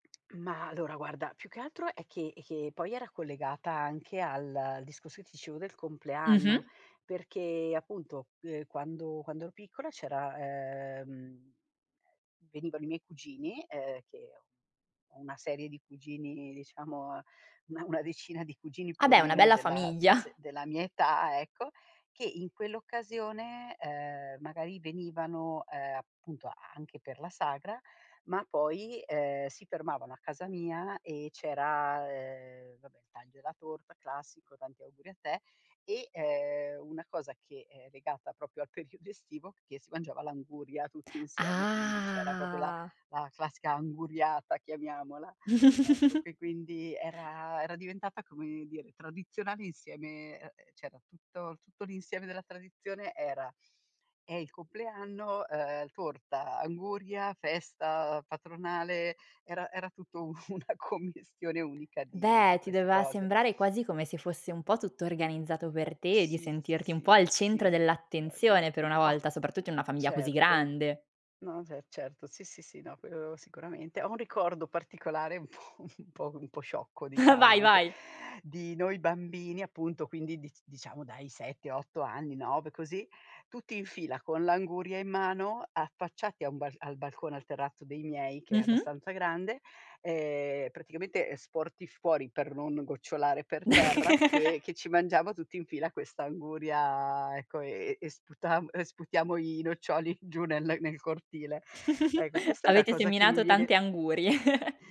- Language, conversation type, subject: Italian, podcast, Qual è un ricordo che ti lega a una festa del tuo paese?
- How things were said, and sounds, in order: "proprio" said as "propio"; laughing while speaking: "periodo"; surprised: "Ah!"; "proprio" said as "propio"; chuckle; laughing while speaking: "un una commistione"; "doveva" said as "dovea"; laughing while speaking: "un po' un po'"; chuckle; joyful: "Vai, vai"; chuckle; chuckle; laughing while speaking: "angurie"; chuckle